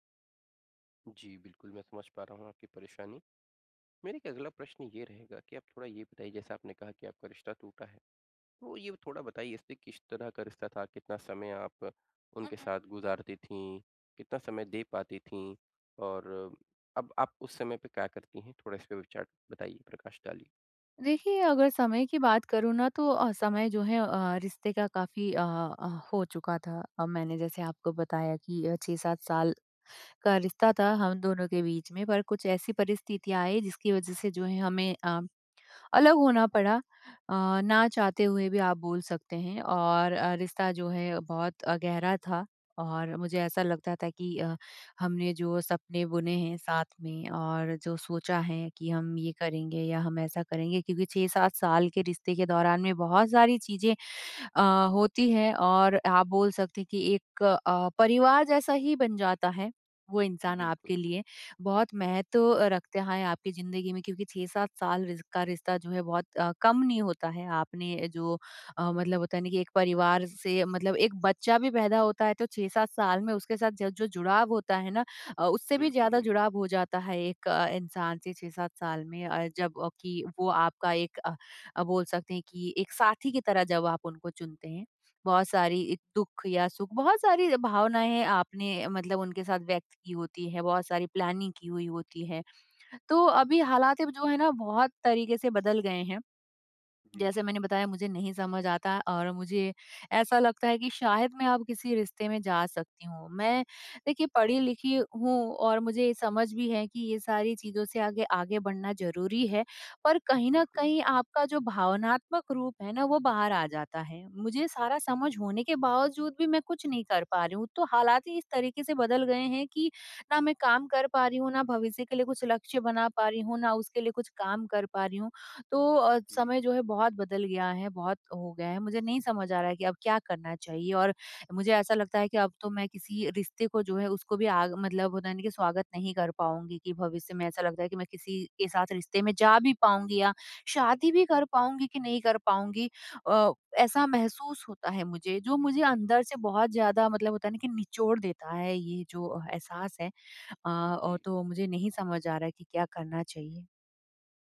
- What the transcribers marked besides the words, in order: tapping; in English: "प्लानिंग"
- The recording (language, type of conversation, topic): Hindi, advice, ब्रेकअप के बाद मैं खुद का ख्याल रखकर आगे कैसे बढ़ सकता/सकती हूँ?